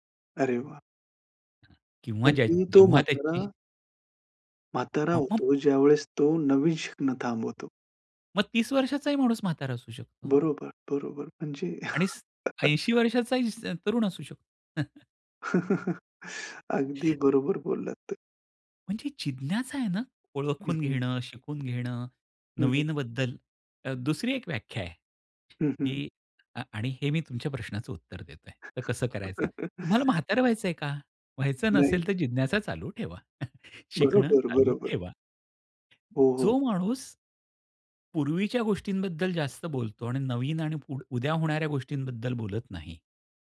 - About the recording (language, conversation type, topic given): Marathi, podcast, तुमची जिज्ञासा कायम जागृत कशी ठेवता?
- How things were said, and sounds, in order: chuckle; other background noise; tapping; chuckle; chuckle